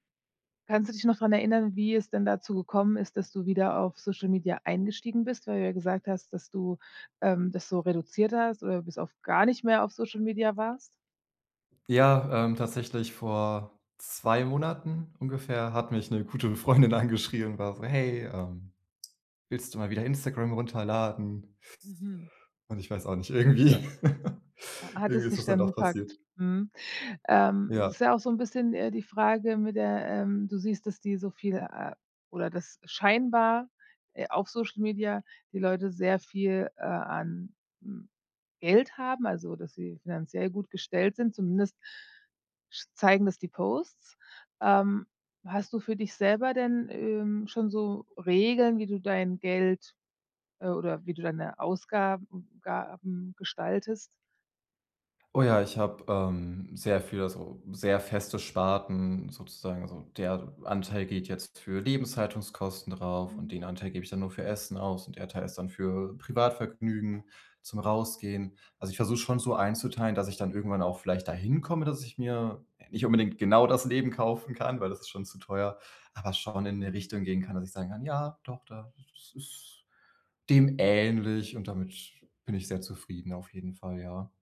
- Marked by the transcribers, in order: joyful: "gute Freundin angeschrieben"; laughing while speaking: "irgendwie"; laugh; other background noise
- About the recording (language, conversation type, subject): German, advice, Wie gehe ich mit Geldsorgen und dem Druck durch Vergleiche in meinem Umfeld um?